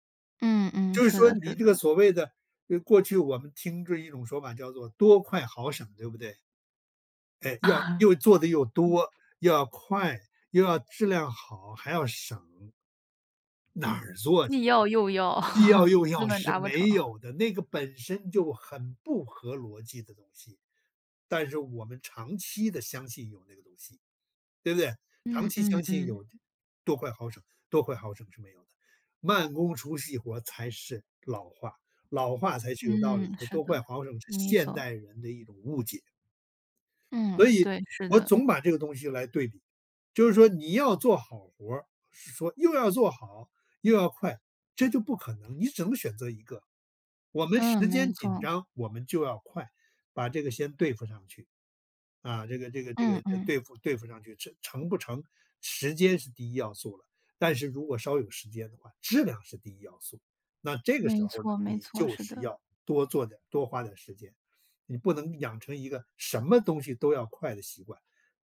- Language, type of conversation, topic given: Chinese, podcast, 有没有哪个陌生人说过的一句话，让你记了一辈子？
- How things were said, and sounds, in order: chuckle; other background noise; laugh; chuckle; tapping